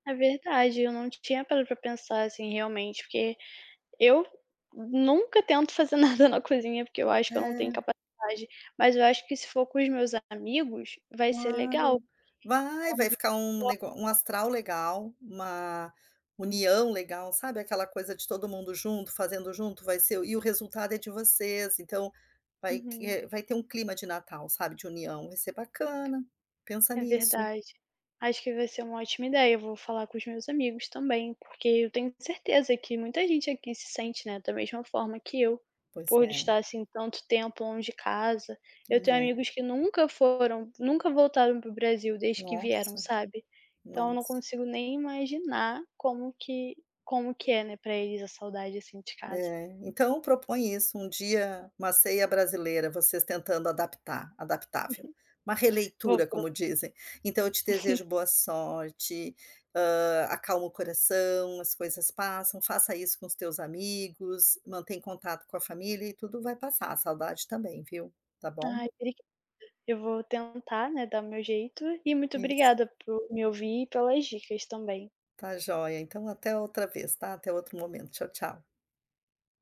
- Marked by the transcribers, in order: unintelligible speech; tapping; unintelligible speech; chuckle; chuckle
- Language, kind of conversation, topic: Portuguese, advice, Como lidar com uma saudade intensa de casa e das comidas tradicionais?